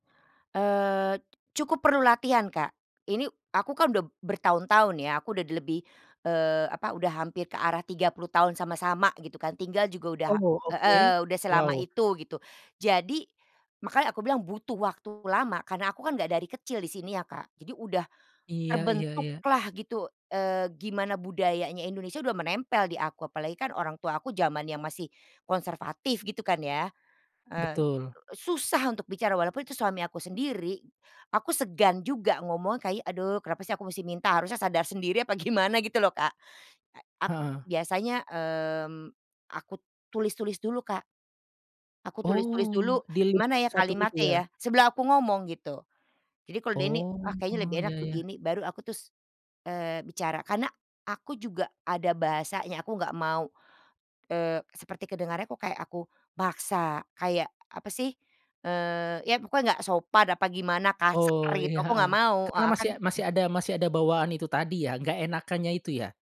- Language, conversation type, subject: Indonesian, podcast, Pernahkah kamu merasa bingung karena memiliki dua budaya dalam dirimu?
- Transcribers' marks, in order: "Sebelum" said as "sebela"